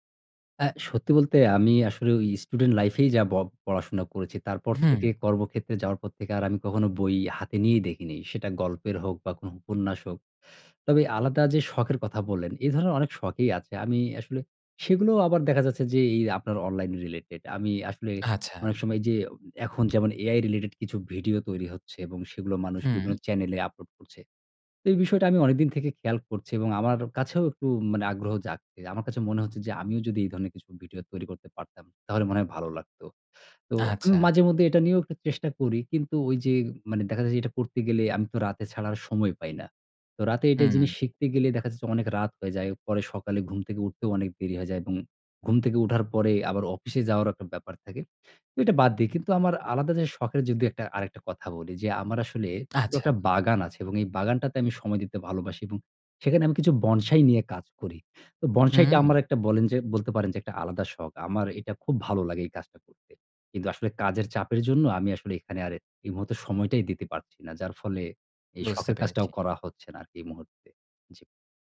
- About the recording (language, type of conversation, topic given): Bengali, advice, সকাল ওঠার রুটিন বানালেও আমি কেন তা টিকিয়ে রাখতে পারি না?
- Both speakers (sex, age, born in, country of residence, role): male, 30-34, Bangladesh, Finland, advisor; male, 35-39, Bangladesh, Bangladesh, user
- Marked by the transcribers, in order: unintelligible speech